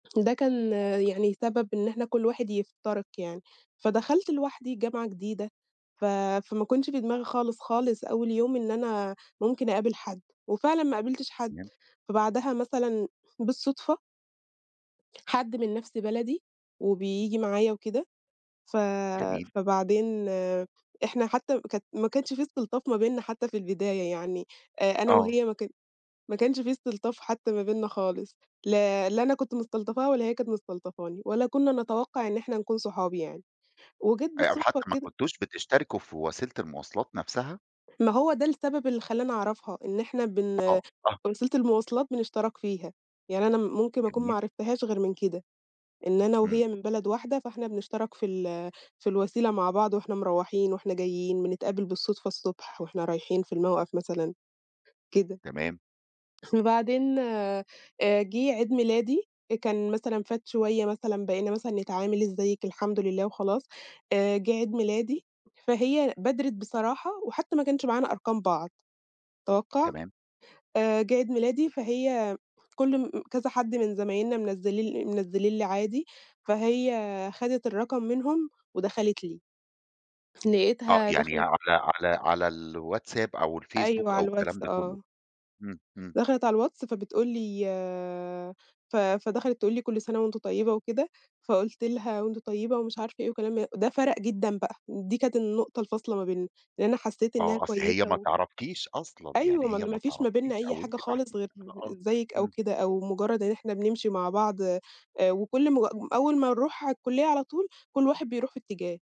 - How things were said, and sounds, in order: tapping; other background noise; unintelligible speech
- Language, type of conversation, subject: Arabic, podcast, احكيلي عن لقاء بالصدفة خلّى بينكم صداقة أو قصة حب؟